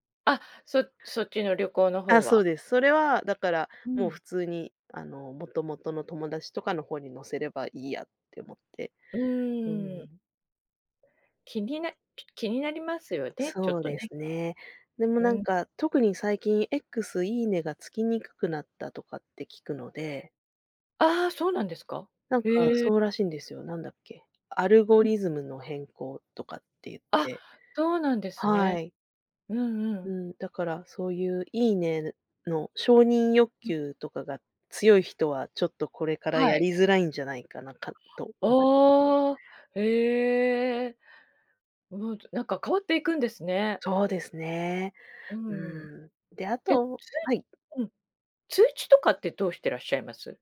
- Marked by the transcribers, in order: tapping; other background noise; unintelligible speech
- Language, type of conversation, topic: Japanese, podcast, SNSとどう付き合っていますか？